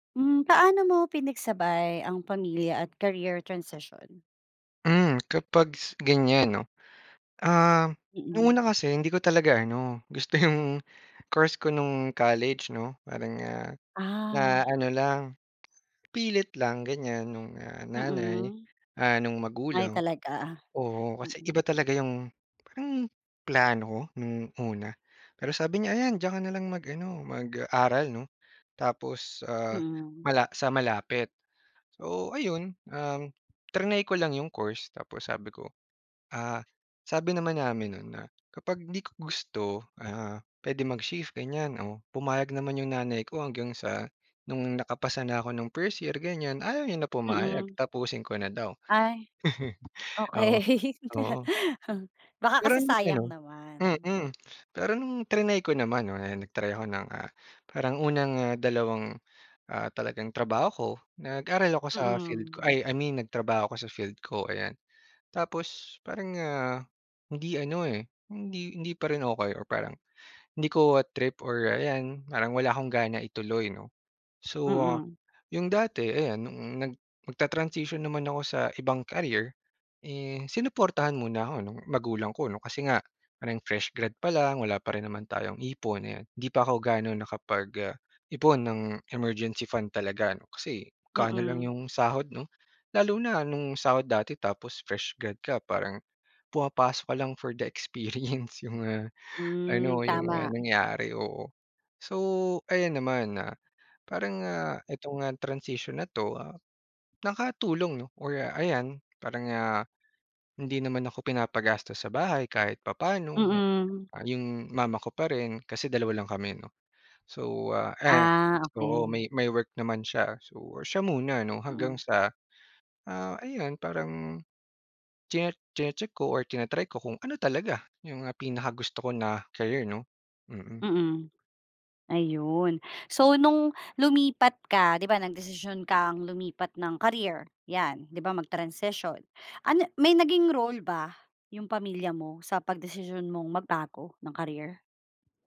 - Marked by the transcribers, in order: in English: "career transition?"; "kapag" said as "kapags"; other background noise; other noise; laughing while speaking: "okey"; chuckle; lip smack; laughing while speaking: "experience"; gasp
- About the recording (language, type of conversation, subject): Filipino, podcast, Paano mo napagsabay ang pamilya at paglipat ng karera?
- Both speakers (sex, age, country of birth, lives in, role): female, 35-39, Philippines, Philippines, host; male, 30-34, Philippines, Philippines, guest